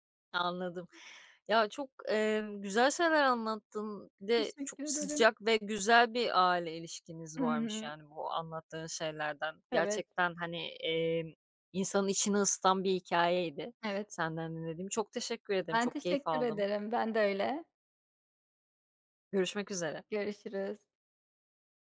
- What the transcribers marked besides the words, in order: other background noise
- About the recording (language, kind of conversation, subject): Turkish, podcast, Kayınvalideniz veya kayınpederinizle ilişkiniz zaman içinde nasıl şekillendi?